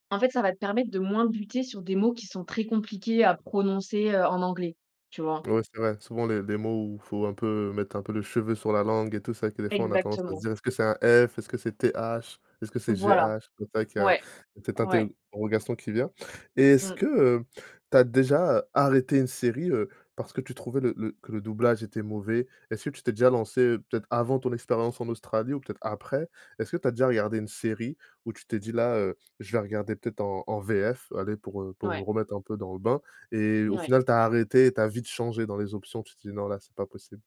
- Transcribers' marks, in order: other background noise; tapping
- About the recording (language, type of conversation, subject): French, podcast, Tu regardes les séries étrangères en version originale sous-titrée ou en version doublée ?